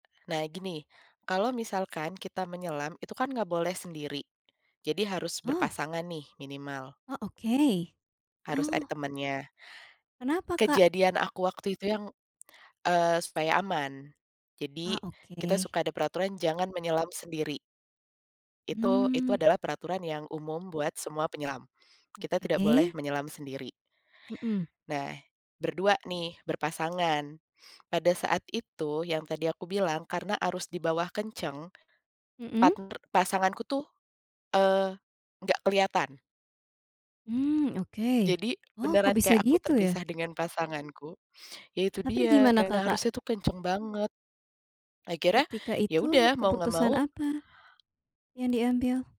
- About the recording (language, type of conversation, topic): Indonesian, podcast, Apa petualangan di alam yang paling bikin jantung kamu deg-degan?
- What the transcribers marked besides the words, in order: other background noise; tapping